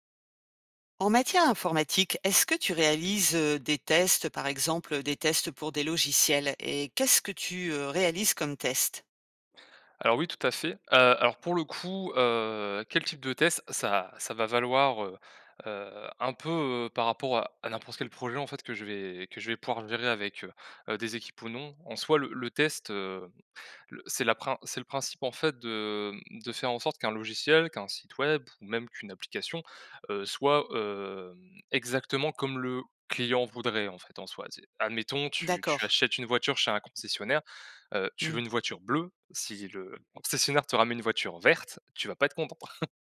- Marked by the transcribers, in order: chuckle
- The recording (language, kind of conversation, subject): French, podcast, Quelle astuce pour éviter le gaspillage quand tu testes quelque chose ?